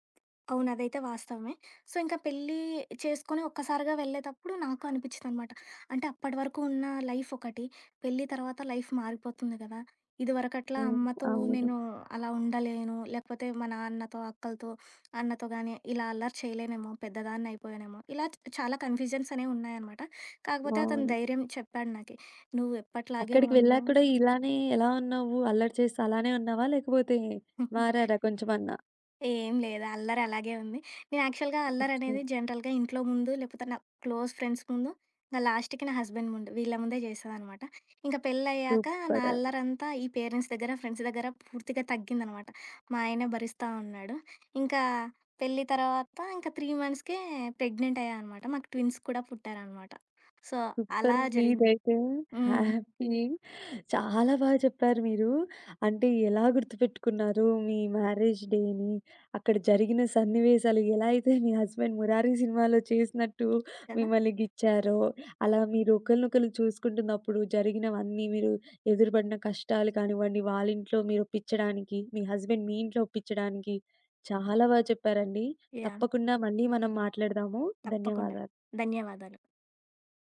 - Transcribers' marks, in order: other background noise; in English: "సో"; in English: "లైఫ్"; tapping; giggle; in English: "యాక్చువల్‌గా"; in English: "జనరల్‌గా"; in English: "క్లోజ్ ఫ్రెండ్స్"; in English: "లాస్ట్‌కి"; in English: "హస్బెండ్"; in English: "పేరెంట్స్"; in English: "ఫ్రెండ్స్"; in English: "త్రీ మంత్స్‌కే"; in English: "ట్విన్స్"; in English: "సో"; in English: "హ్యాపీ"; in English: "మ్యారేజ్ డేని"; in English: "హస్బెండ్"; in English: "హస్బెండ్"
- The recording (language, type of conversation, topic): Telugu, podcast, మీ వివాహ దినాన్ని మీరు ఎలా గుర్తుంచుకున్నారు?